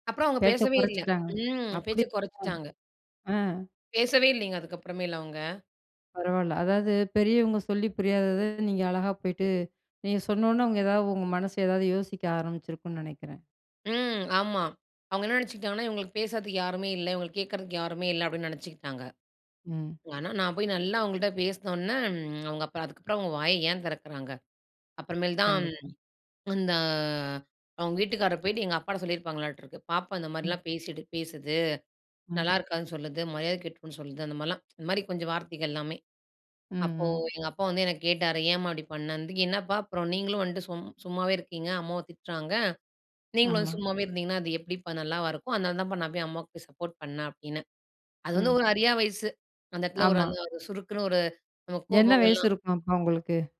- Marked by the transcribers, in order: tsk
- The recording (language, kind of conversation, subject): Tamil, podcast, உங்களுக்கு தைரியம் கொடுத்த ஒரு அனுபவத்தைப் பற்றி சொல்ல முடியுமா?